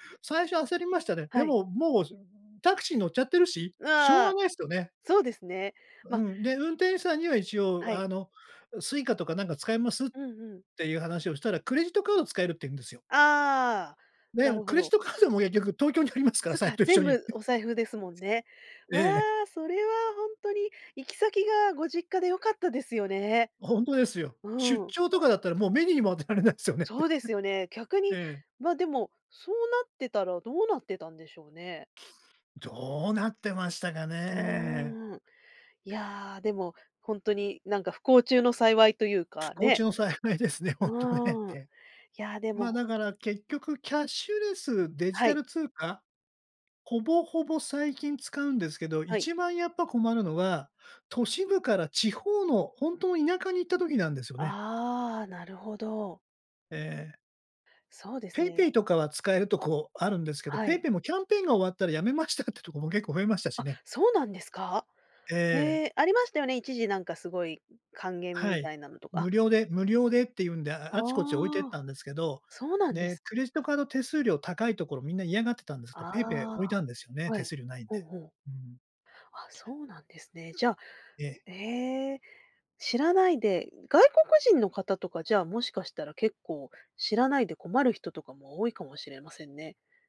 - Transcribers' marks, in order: chuckle; chuckle
- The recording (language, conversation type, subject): Japanese, podcast, デジタル決済についてどう思いますか？